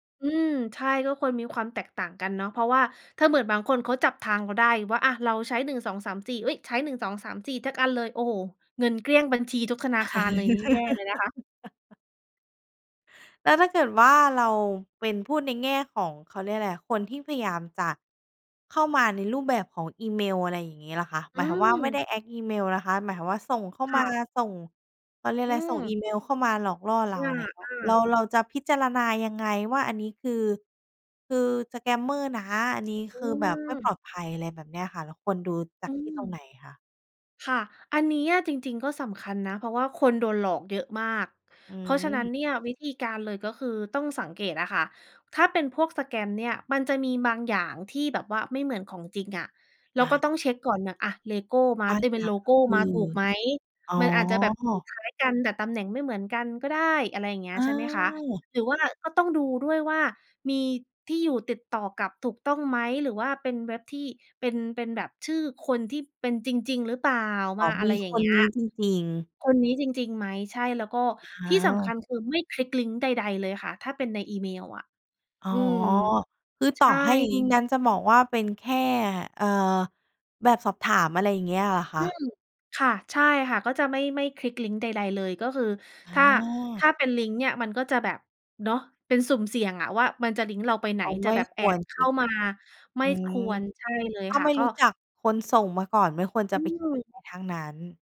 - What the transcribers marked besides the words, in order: "ทุก" said as "เทอะ"; laugh; in English: "act"; in English: "สแกมเมอร์"; in English: "สแกม"
- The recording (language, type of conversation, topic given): Thai, podcast, บอกวิธีป้องกันมิจฉาชีพออนไลน์ที่ควรรู้หน่อย?